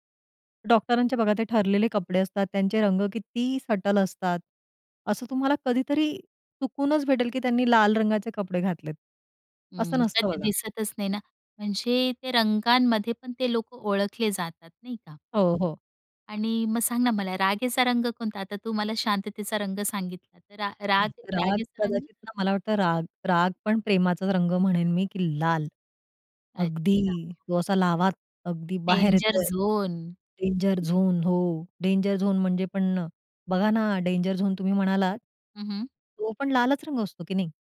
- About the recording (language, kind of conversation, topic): Marathi, podcast, कपडे निवडताना तुझा मूड किती महत्त्वाचा असतो?
- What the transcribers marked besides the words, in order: in English: "सटल"; tapping; in English: "डेंजर झोन"; in English: "डेंजर झोन"; in English: "डेंजर झोन"; in English: "डेंजर झोन"